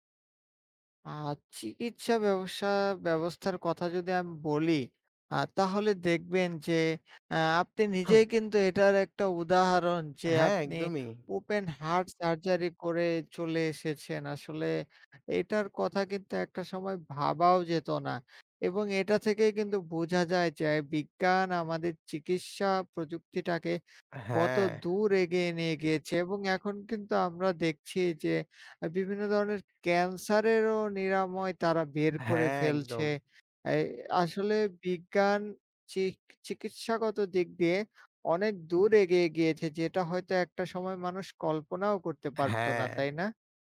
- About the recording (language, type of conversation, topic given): Bengali, unstructured, বিজ্ঞান আমাদের স্বাস্থ্যের উন্নতিতে কীভাবে সাহায্য করে?
- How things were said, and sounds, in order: unintelligible speech; tapping